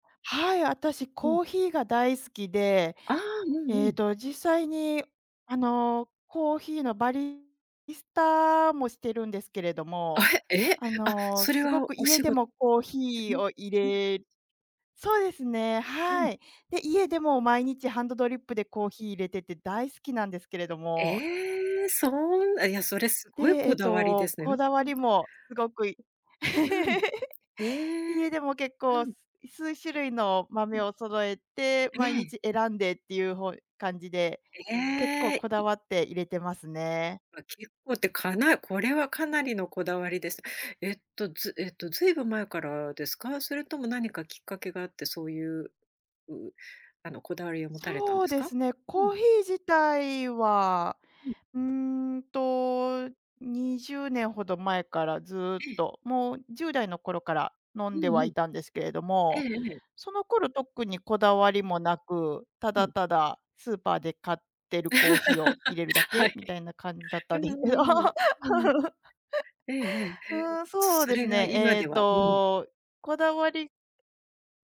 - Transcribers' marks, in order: in Italian: "バリスタ"; chuckle; tapping; other background noise; laugh; laughing while speaking: "ですよ"; laugh
- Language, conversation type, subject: Japanese, podcast, コーヒーやお茶について、どんなこだわりがありますか？